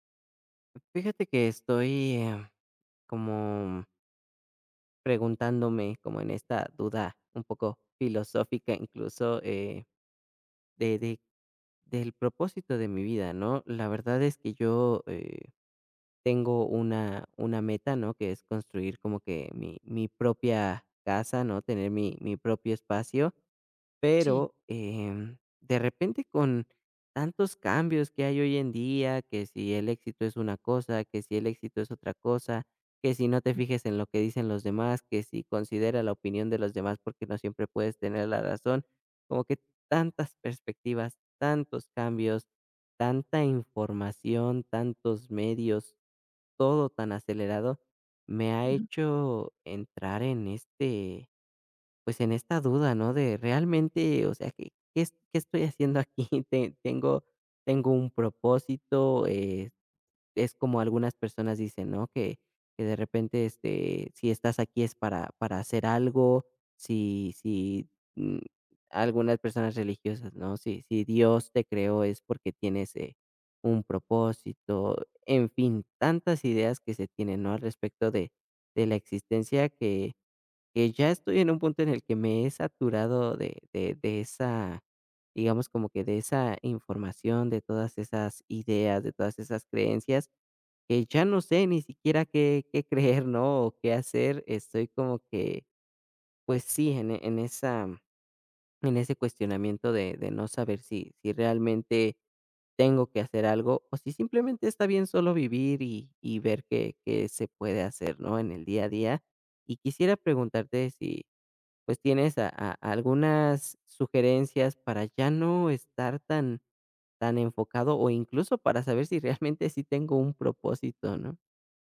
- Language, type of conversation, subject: Spanish, advice, ¿Cómo puedo saber si mi vida tiene un propósito significativo?
- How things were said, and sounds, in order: other background noise; tapping; laughing while speaking: "aquí?"; laughing while speaking: "creer"; laughing while speaking: "realmente"